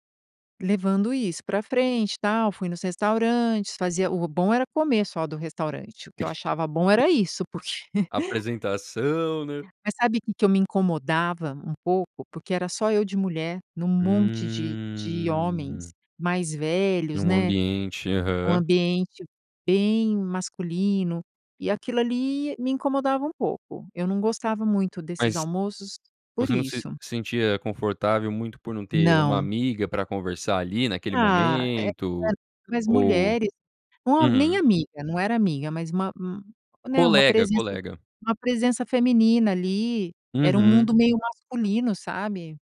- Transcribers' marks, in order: laugh; unintelligible speech
- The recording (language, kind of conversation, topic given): Portuguese, podcast, Como foi seu primeiro emprego e o que você aprendeu nele?
- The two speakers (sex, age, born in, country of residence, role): female, 50-54, Brazil, United States, guest; male, 18-19, United States, United States, host